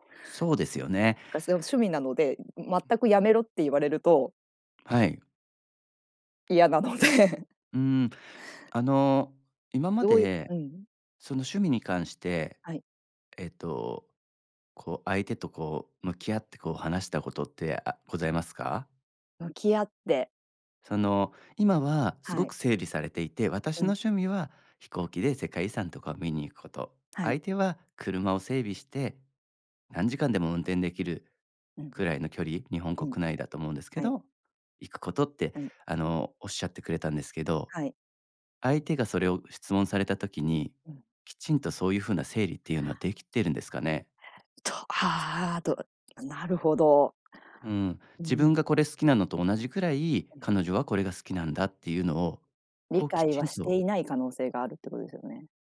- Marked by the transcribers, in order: other background noise; laughing while speaking: "嫌なので"
- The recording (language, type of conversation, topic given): Japanese, advice, 恋人に自分の趣味や価値観を受け入れてもらえないとき、どうすればいいですか？